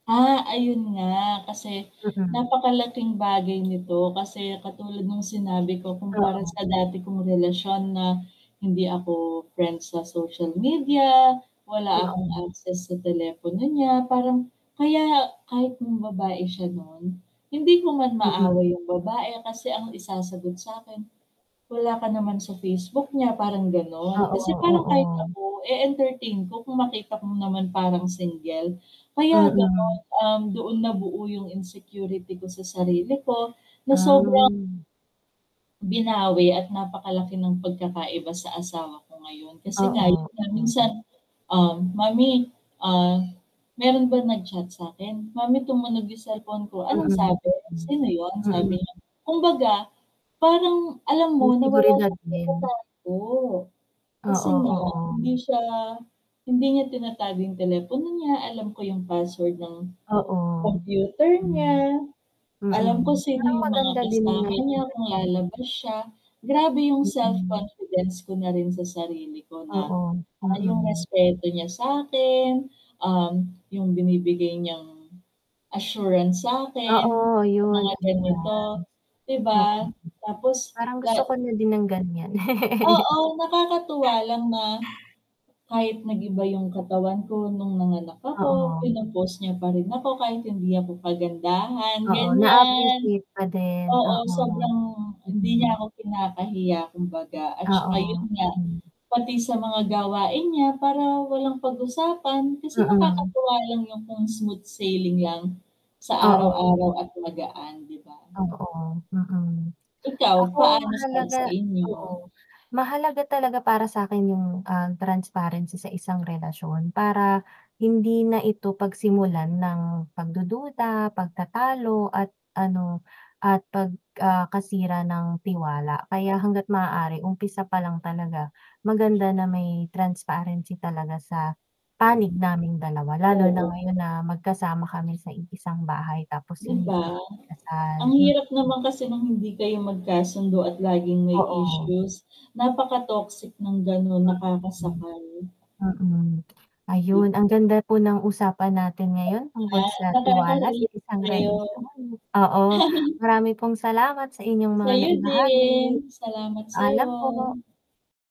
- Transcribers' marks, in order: static; mechanical hum; distorted speech; in English: "assurance"; in English: "assurance"; laugh; bird; in English: "smooth sailing"; tapping; unintelligible speech; chuckle
- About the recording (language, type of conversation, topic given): Filipino, unstructured, Paano ninyo pinapanatili ang tiwala sa isa't isa sa inyong relasyon?
- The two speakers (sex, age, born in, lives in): female, 30-34, Philippines, Philippines; female, 30-34, Philippines, Philippines